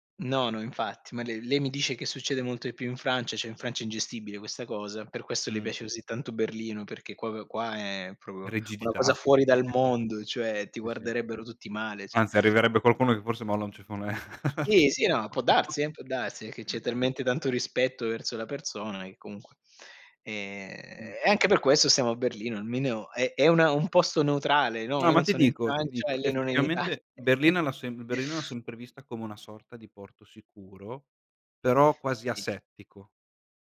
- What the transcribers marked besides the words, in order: "così" said as "osì"; "proprio" said as "quoquio"; "proprio" said as "propro"; chuckle; laughing while speaking: "al tipo"; "almeno" said as "almineo"; laughing while speaking: "Itali"; chuckle; "Sì" said as "i"
- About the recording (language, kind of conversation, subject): Italian, unstructured, Cosa ti rende orgoglioso della tua città o del tuo paese?